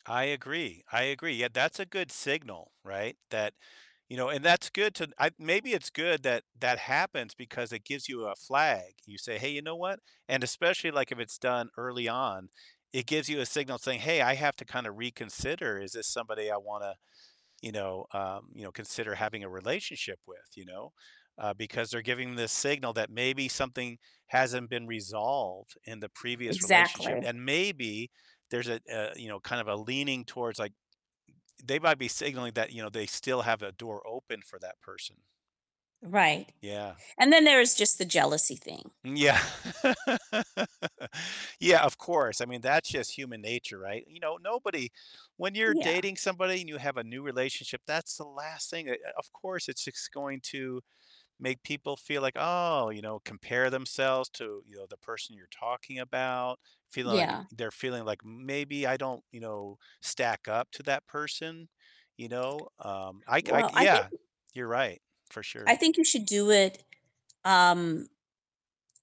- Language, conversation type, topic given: English, unstructured, Should you openly discuss past relationships with a new partner?
- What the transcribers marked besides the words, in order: static; other background noise; distorted speech; laughing while speaking: "Yeah"; laugh; tapping